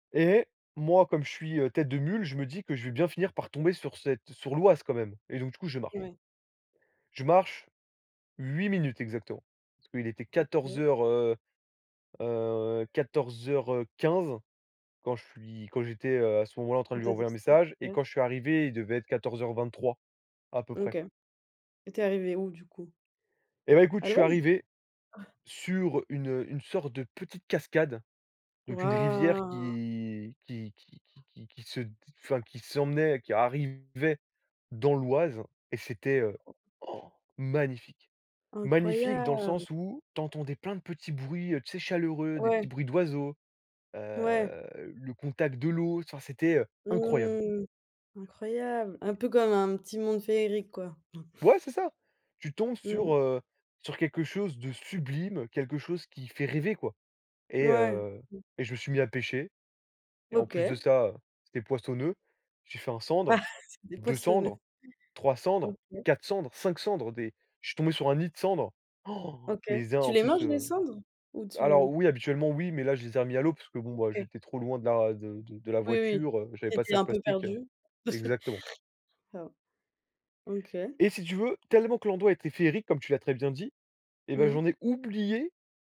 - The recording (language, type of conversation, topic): French, podcast, Peux-tu me raconter une fois où tu t’es perdu(e) ?
- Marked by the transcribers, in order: chuckle; drawn out: "Waouh !"; gasp; stressed: "magnifique"; tapping; drawn out: "heu"; surprised: "Mmh ! Incroyable !"; other background noise; laughing while speaking: "Ah !"; gasp; chuckle